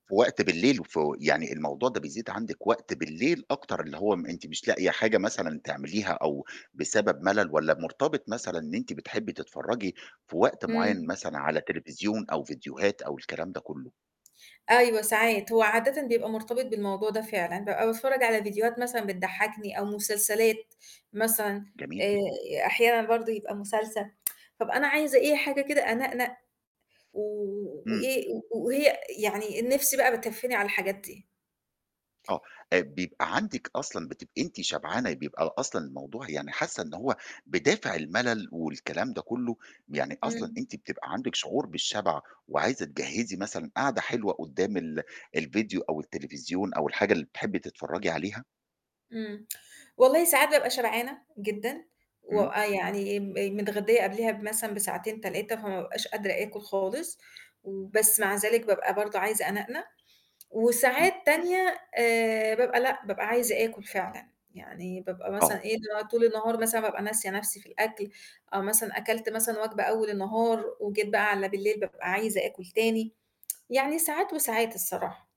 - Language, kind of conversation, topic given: Arabic, advice, إزاي أتعامل مع الرغبة الشديدة في أكل الوجبات السريعة؟
- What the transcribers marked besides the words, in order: static; tsk; tsk